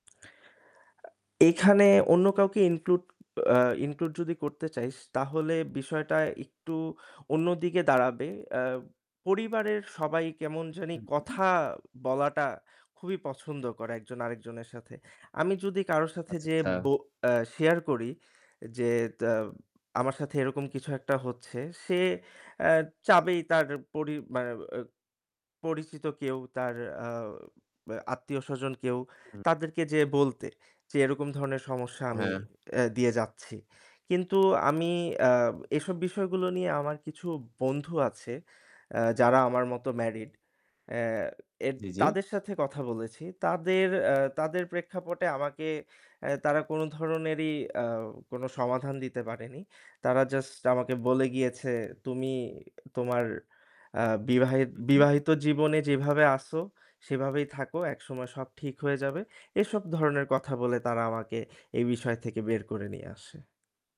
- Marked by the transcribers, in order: other background noise; distorted speech; "চাই" said as "চাইস"; static
- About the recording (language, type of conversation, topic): Bengali, advice, বিবাহ টিকিয়ে রাখবেন নাকি বিচ্ছেদের পথে যাবেন—এ নিয়ে আপনার বিভ্রান্তি ও অনিশ্চয়তা কী?